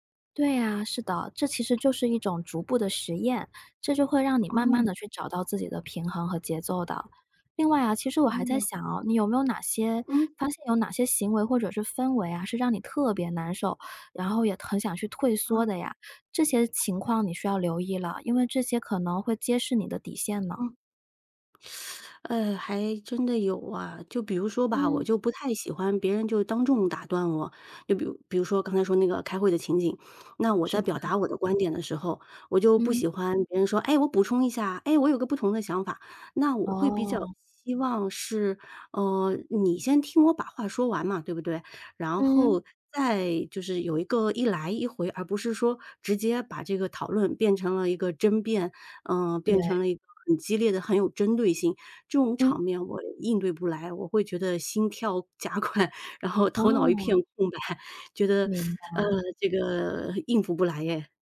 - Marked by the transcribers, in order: tapping; other background noise; other noise; laughing while speaking: "加快，然后头脑一片空白"; teeth sucking
- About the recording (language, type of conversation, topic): Chinese, advice, 你是如何适应并化解不同职场文化带来的冲突的？